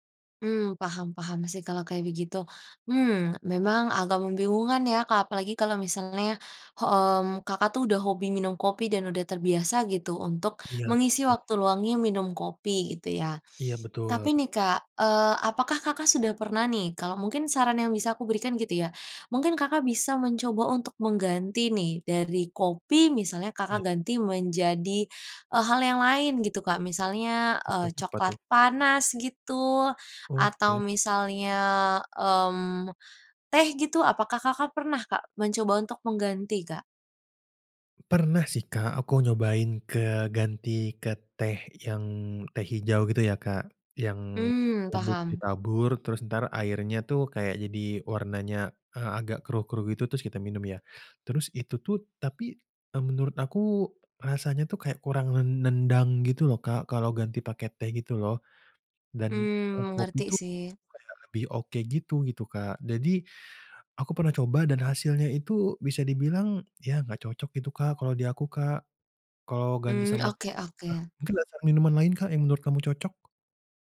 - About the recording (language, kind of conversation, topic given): Indonesian, advice, Mengapa saya sulit tidur tepat waktu dan sering bangun terlambat?
- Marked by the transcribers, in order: other background noise; unintelligible speech; tapping